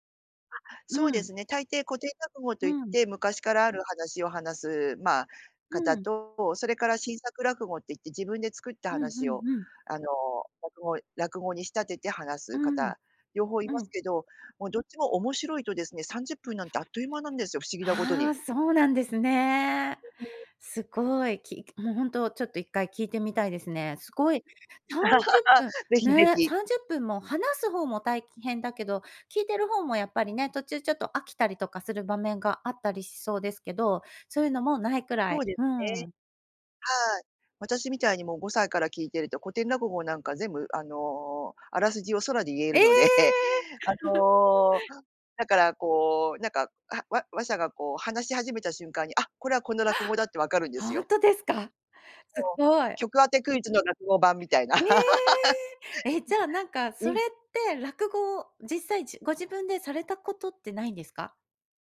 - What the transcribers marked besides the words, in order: unintelligible speech; laugh; laughing while speaking: "言えるので"; surprised: "ええ！"; chuckle; gasp; laugh; other noise
- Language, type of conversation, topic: Japanese, podcast, 初めて心を動かされた曲は何ですか？